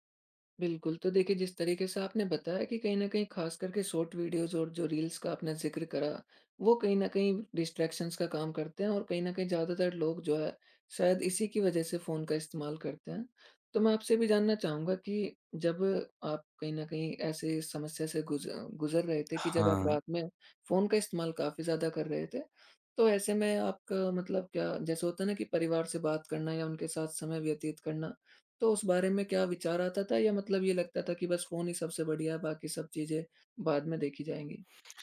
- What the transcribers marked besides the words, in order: in English: "शॉर्ट वीडियोज़"; in English: "रील्स"; in English: "डिस्ट्रैक्शंस"
- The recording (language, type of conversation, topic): Hindi, podcast, रात में फोन इस्तेमाल करने से आपकी नींद और मूड पर क्या असर पड़ता है?
- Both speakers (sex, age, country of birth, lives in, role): male, 20-24, India, India, host; male, 25-29, India, India, guest